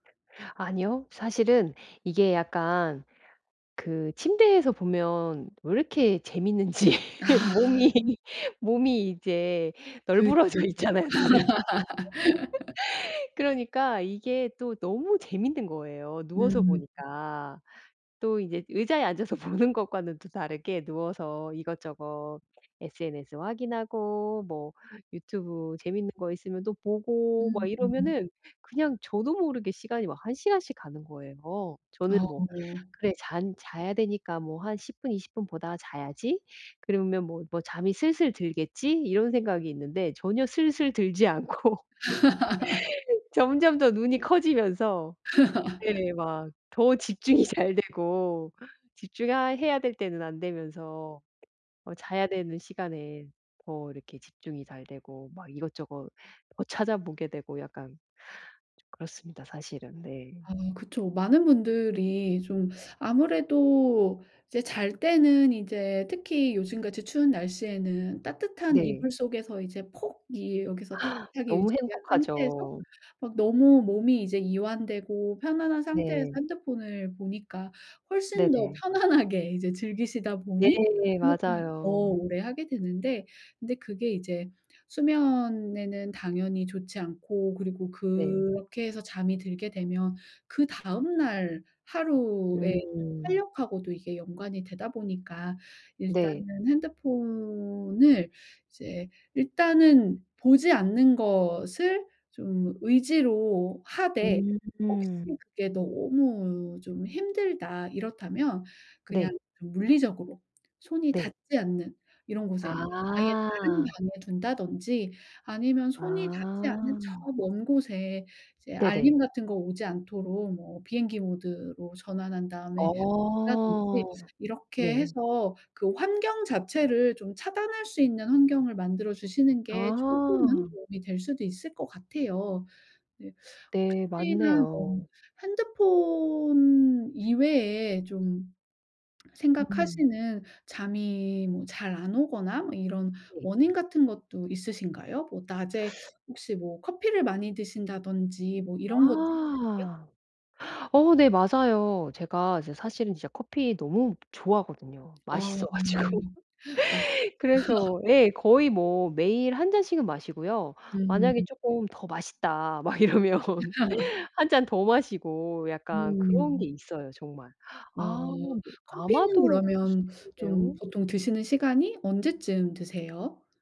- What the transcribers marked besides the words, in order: tapping; laughing while speaking: "재밌는지 몸이"; laughing while speaking: "널브러져 있잖아요 나름"; laugh; other background noise; laugh; laughing while speaking: "보는 것과는"; laughing while speaking: "들지 않고"; laughing while speaking: "더 집중이 잘되고"; laughing while speaking: "편안하게"; background speech; laughing while speaking: "맛있어 가지고"; laugh; laughing while speaking: "막 이러면"; laugh
- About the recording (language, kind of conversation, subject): Korean, advice, 일정한 수면 시간을 유지하려면 어떻게 해야 하나요?